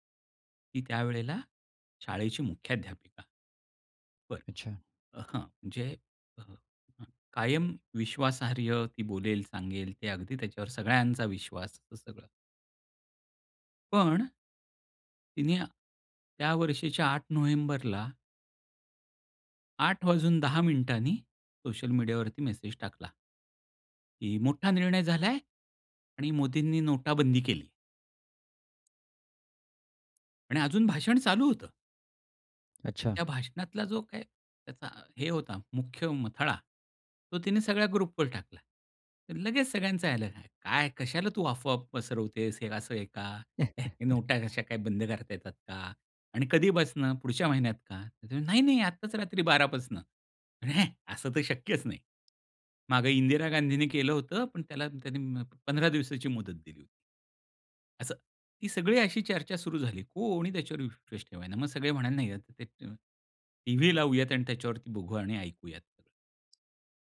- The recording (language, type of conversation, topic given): Marathi, podcast, सोशल मीडियावरील माहिती तुम्ही कशी गाळून पाहता?
- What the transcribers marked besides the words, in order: tapping; in English: "ग्रुप"; chuckle; other background noise